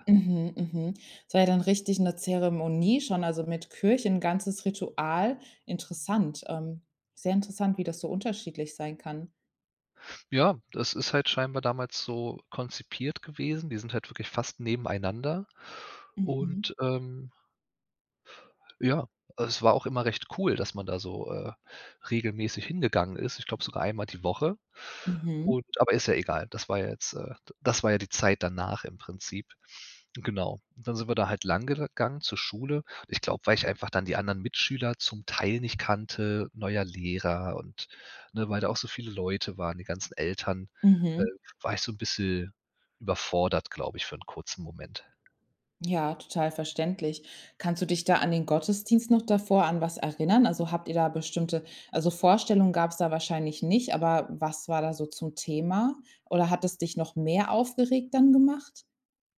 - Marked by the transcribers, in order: none
- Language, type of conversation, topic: German, podcast, Kannst du von deinem ersten Schultag erzählen?